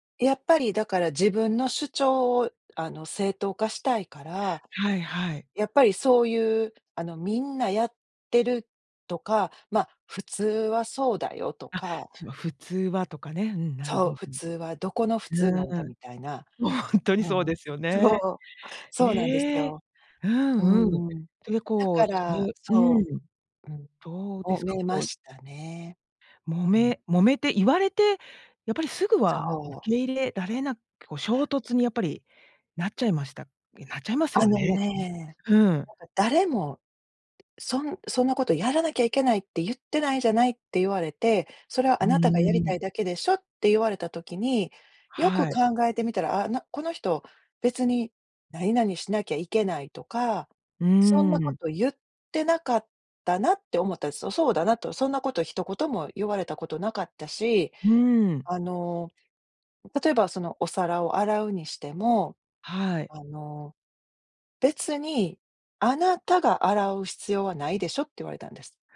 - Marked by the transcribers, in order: laughing while speaking: "本当にそうですよね"; unintelligible speech
- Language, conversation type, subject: Japanese, podcast, 自分の固定観念に気づくにはどうすればいい？